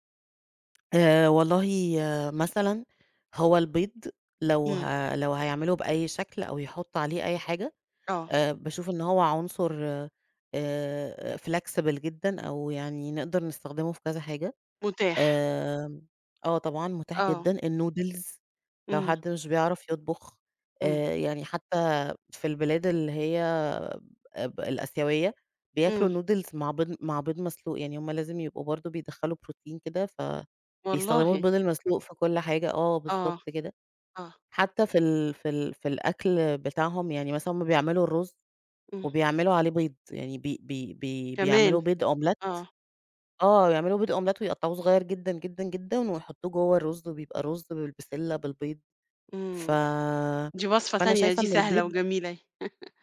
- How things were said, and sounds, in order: in English: "flexible"; in English: "النودلز"; in English: "نودلز"; in English: "أومليت"; in English: "أومليت"; laugh
- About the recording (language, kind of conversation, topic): Arabic, podcast, إزاي بتحوّل مكونات بسيطة لوجبة لذيذة؟